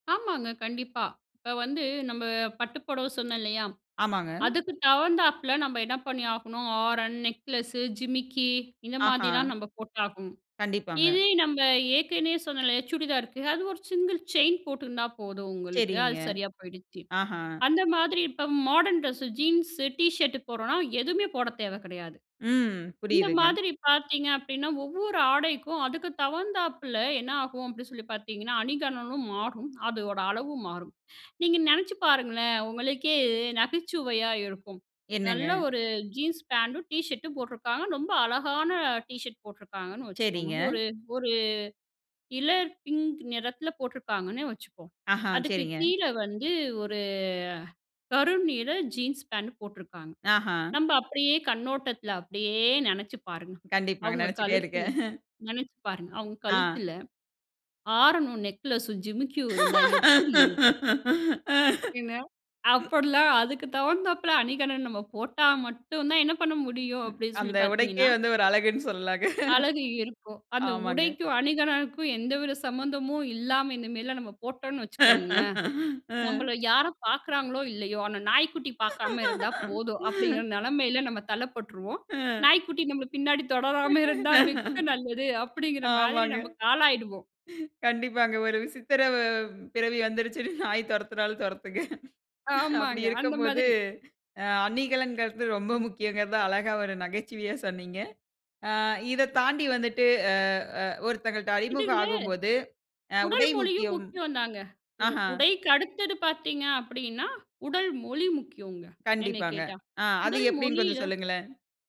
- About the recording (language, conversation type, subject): Tamil, podcast, அறிமுகத்தில் உடல் மொழி, உடை, சிரிப்பு—இதில் எது அதிக தாக்கத்தை ஏற்படுத்துகிறது?
- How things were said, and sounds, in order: tapping; "ஆரம்" said as "ஆரன்"; other background noise; "தகுந்தாப்புல" said as "தவந்தாப்பில"; "அணிகலனும்" said as "அணிகனலும்"; drawn out: "ஒரு"; laughing while speaking: "நினைச்சிட்டே இருக்கேன்"; "ஆரமும்" said as "ஆரனும்"; laugh; laughing while speaking: "உடைக்கே வந்து ஒரு அழகுன்னு சொல்லலாங்க"; laugh; laugh; chuckle; laughing while speaking: "தொடராம இருந்தா மிக்க நல்லது அப்படிங்கிற மாதிரி நம்பக்கு ஆளாயிடுவோம்"; laughing while speaking: "ஆமாங்க. கண்டிப்பாங்க, ஒரு விசித்திர வ … ஒரு நகைச்சுவையா சொன்னீங்க"